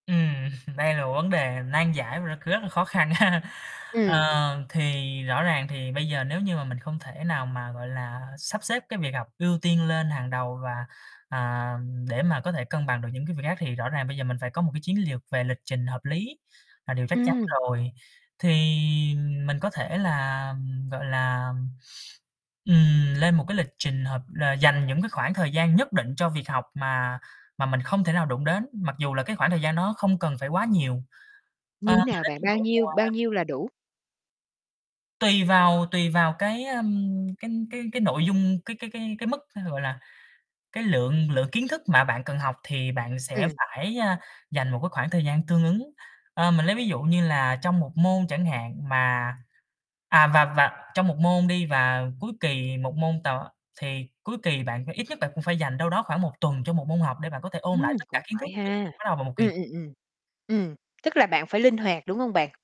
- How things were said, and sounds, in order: chuckle; laughing while speaking: "ha"; other background noise; distorted speech; tapping; unintelligible speech; unintelligible speech
- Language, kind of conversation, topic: Vietnamese, podcast, Làm sao để quản lý thời gian học hằng ngày một cách hiệu quả?